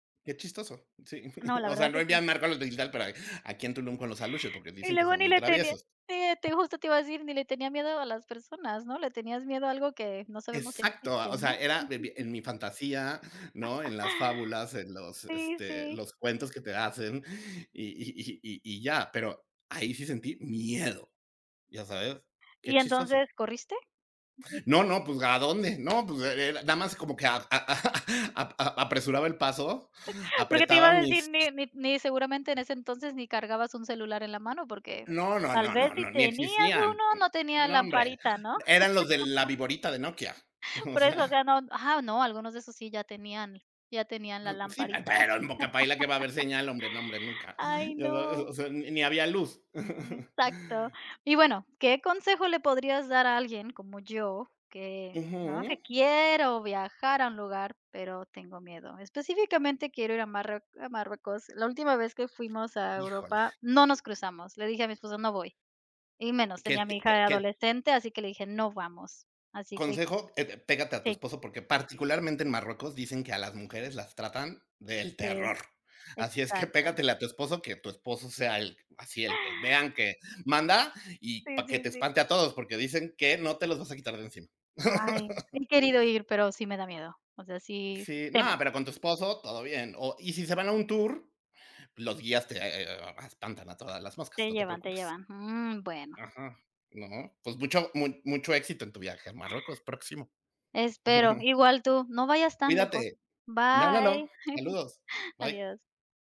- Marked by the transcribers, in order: chuckle; unintelligible speech; chuckle; unintelligible speech; chuckle; laugh; laughing while speaking: "o sea"; laugh; chuckle; other background noise; tapping; laugh; chuckle; chuckle
- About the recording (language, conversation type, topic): Spanish, unstructured, ¿Viajarías a un lugar con fama de ser inseguro?